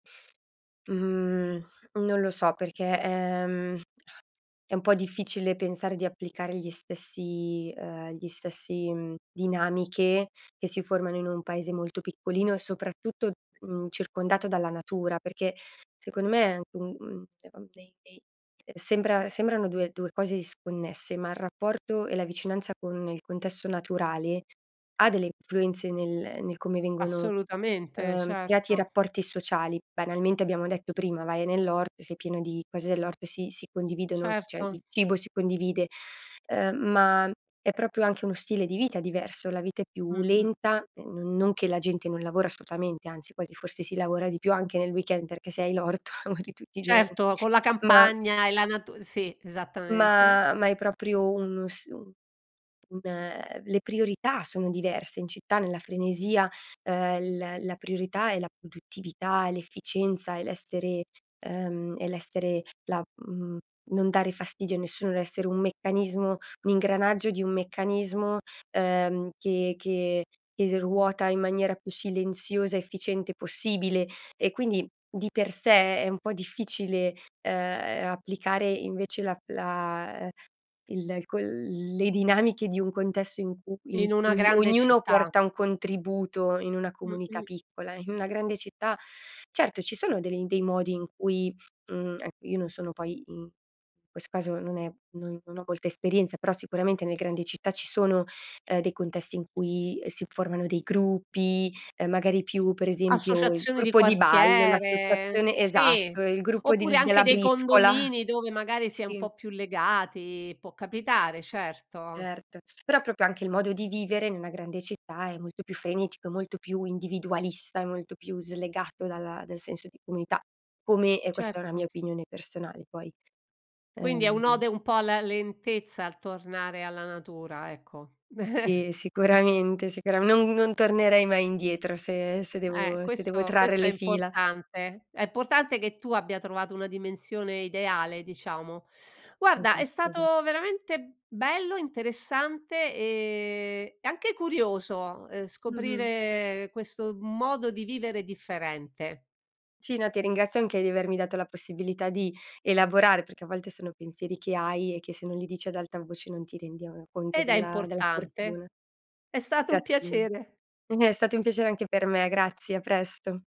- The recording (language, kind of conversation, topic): Italian, podcast, Che ruolo hanno i vicini nella tua vita quotidiana?
- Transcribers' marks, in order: laughing while speaking: "l'orto lavori"; other background noise; chuckle